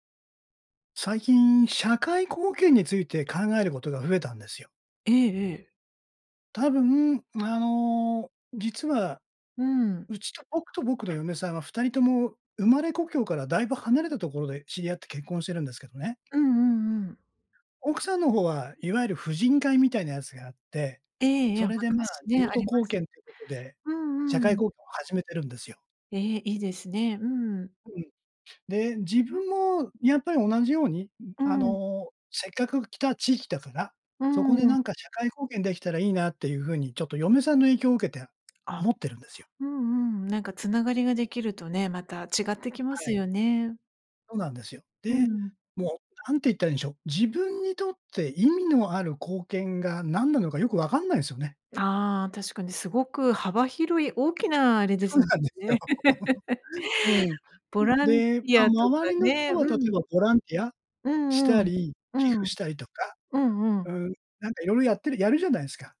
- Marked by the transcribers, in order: laughing while speaking: "そうなんですよ"; other background noise; laugh
- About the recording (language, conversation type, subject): Japanese, advice, 社会貢献をしたいのですが、何から始めればよいのでしょうか？